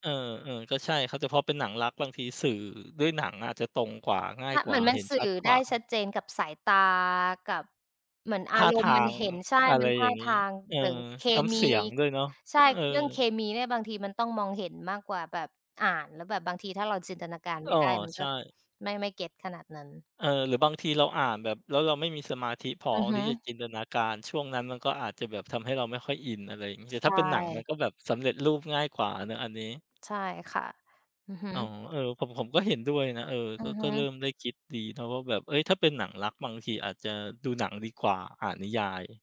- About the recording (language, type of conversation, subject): Thai, unstructured, คุณชอบอ่านหนังสือหรือดูหนังมากกว่ากัน และเพราะอะไร?
- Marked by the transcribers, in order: tapping; other background noise